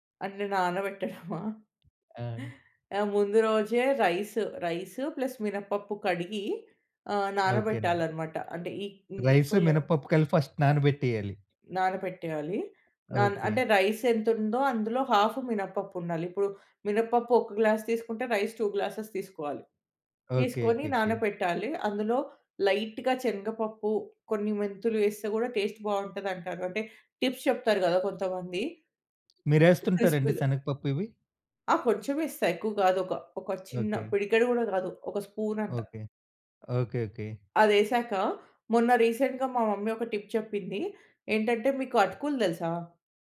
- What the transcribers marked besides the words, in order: laughing while speaking: "నానబెట్టడమా?"; in English: "ప్లస్"; in English: "ఫస్ట్"; in English: "రైస్"; in English: "గ్లాస్"; in English: "రైస్ టూ గ్లాస్సెస్"; in English: "లైట్‌గా"; in English: "టేస్ట్"; in English: "టిప్స్"; in English: "క్రిస్పీగా"; in English: "స్పూన్"; in English: "రీసెంట్‌గా"; in English: "మమ్మీ"; in English: "టిప్"
- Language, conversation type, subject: Telugu, podcast, సాధారణంగా మీరు అల్పాహారంగా ఏమి తింటారు?